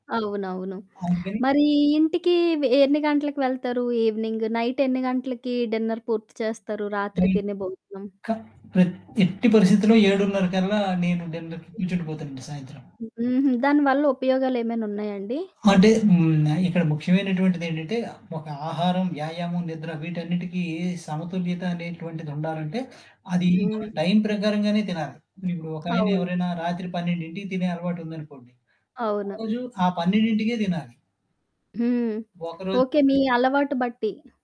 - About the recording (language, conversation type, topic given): Telugu, podcast, ఆహారం, వ్యాయామం, నిద్ర విషయంలో సమతుల్యత సాధించడం అంటే మీకు ఏమిటి?
- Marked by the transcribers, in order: static; in English: "ఈవినింగ్, నైట్"; in English: "డిన్నర్"; in English: "డిన్నర్‌కి"; other background noise; distorted speech